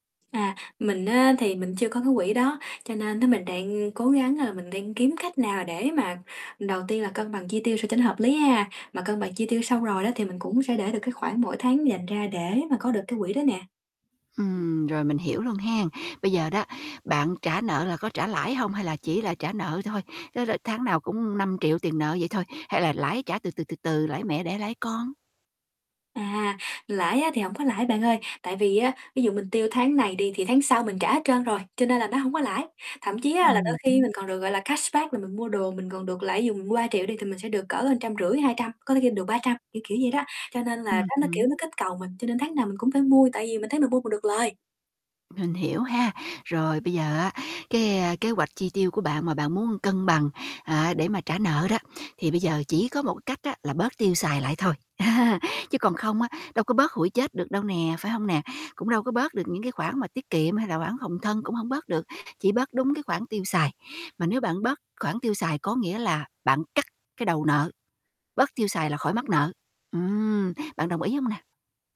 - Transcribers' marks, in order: distorted speech; in English: "cashback"; tapping; chuckle
- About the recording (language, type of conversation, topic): Vietnamese, advice, Làm sao để cân bằng chi tiêu hằng tháng và trả nợ hiệu quả?